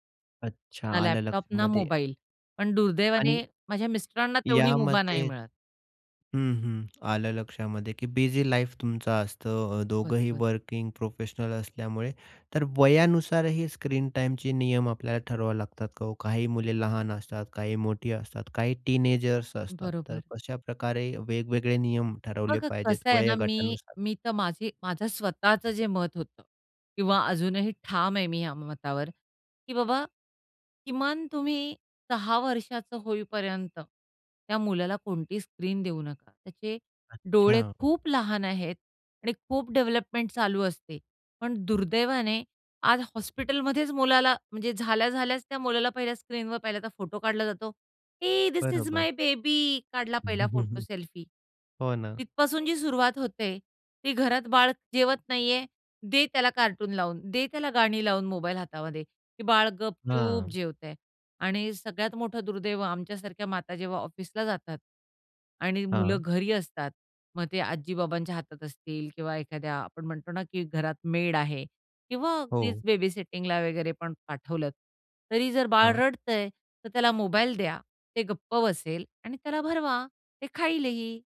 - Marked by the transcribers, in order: in English: "लाईफ"; in English: "वर्किंग"; put-on voice: "हे धिस इस माय बेबी"; in English: "हे धिस इस माय बेबी"; chuckle
- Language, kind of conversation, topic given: Marathi, podcast, लहान मुलांसाठी स्क्रीन वापराचे नियम तुम्ही कसे ठरवता?